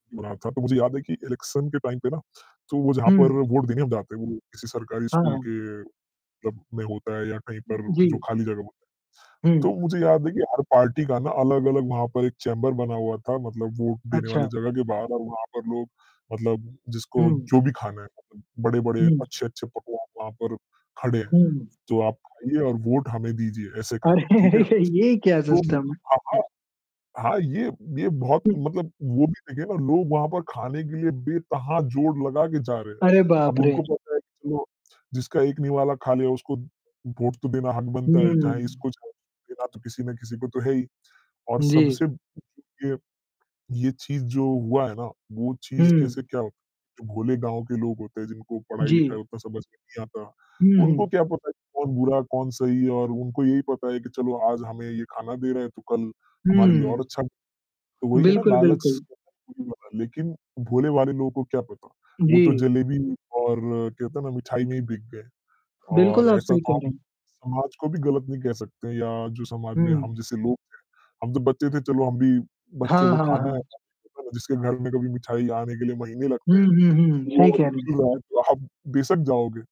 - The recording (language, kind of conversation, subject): Hindi, unstructured, क्या सत्ता में आने के लिए कोई भी तरीका सही माना जा सकता है?
- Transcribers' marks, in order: distorted speech; in English: "इलेक्शन"; in English: "टाइम"; in English: "पार्टी"; in English: "चेंबर"; other background noise; laughing while speaking: "अरे!"; static; other noise; unintelligible speech; unintelligible speech; in English: "फ्री"; laughing while speaking: "आप"